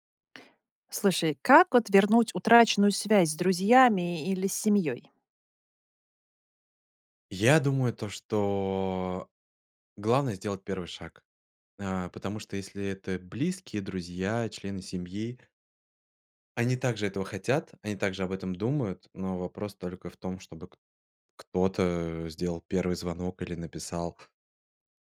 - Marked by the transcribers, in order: none
- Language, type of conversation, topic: Russian, podcast, Как вернуть утраченную связь с друзьями или семьёй?
- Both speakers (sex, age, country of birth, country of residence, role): female, 40-44, Russia, Sweden, host; male, 30-34, Russia, Spain, guest